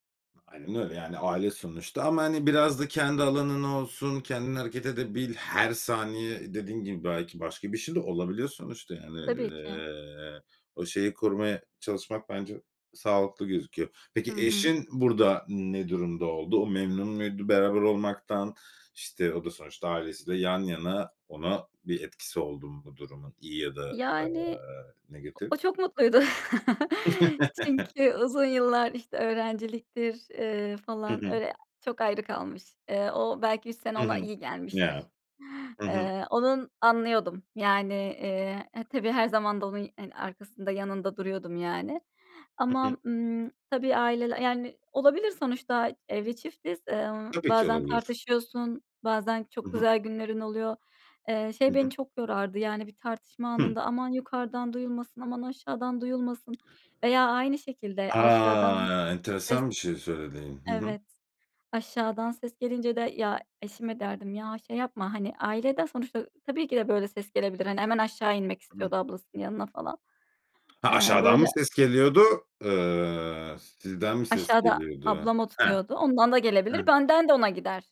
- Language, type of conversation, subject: Turkish, podcast, Kayınvalide ve kayınpederle ilişkileri kötüleştirmemek için neler yapmak gerekir?
- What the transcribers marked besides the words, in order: other background noise; chuckle; tapping